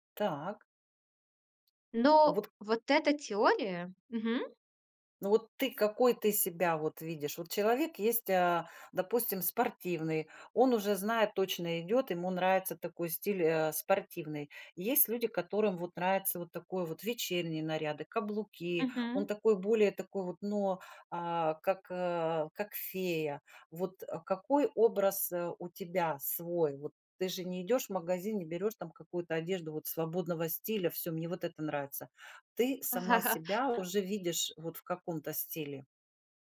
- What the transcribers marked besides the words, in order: laugh
- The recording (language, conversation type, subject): Russian, podcast, Как выбирать одежду, чтобы она повышала самооценку?